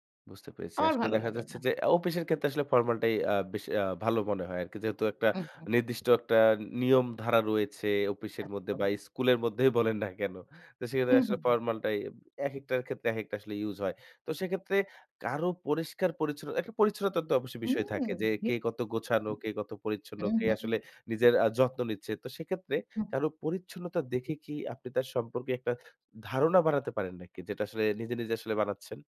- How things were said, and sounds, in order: laughing while speaking: "বলেন না কেন"; "সেক্ষেত্রে" said as "সেক্ষেতে"; unintelligible speech
- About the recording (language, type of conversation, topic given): Bengali, podcast, পোশাক ও সাজ-গোছ কীভাবে মানুষের মনে প্রথম ছাপ তৈরি করে?